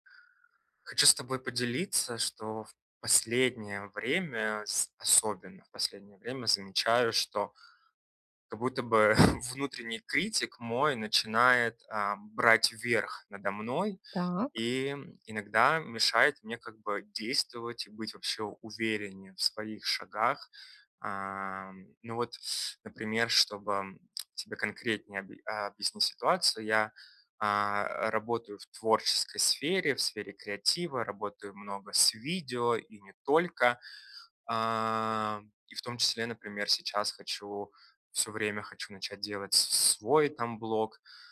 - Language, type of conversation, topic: Russian, advice, Как перестать позволять внутреннему критику подрывать мою уверенность и решимость?
- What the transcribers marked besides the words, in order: chuckle; lip smack